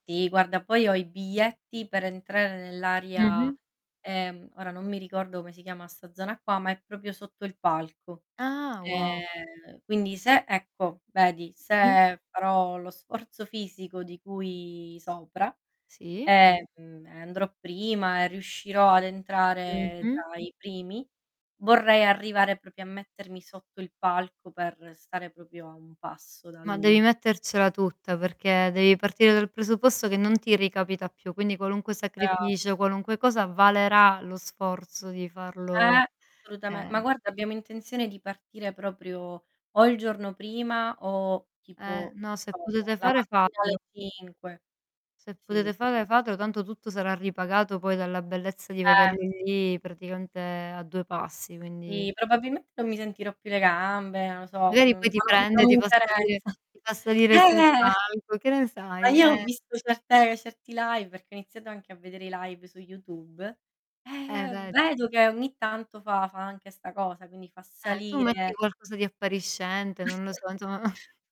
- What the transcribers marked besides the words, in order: static; other background noise; tapping; distorted speech; "proprio" said as "propio"; drawn out: "cui"; "proprio" said as "propio"; "proprio" said as "propio"; "varrà" said as "valerà"; in English: "live"; in English: "live"; chuckle
- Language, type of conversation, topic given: Italian, unstructured, Cosa preferisci tra un concerto dal vivo e una serata al cinema?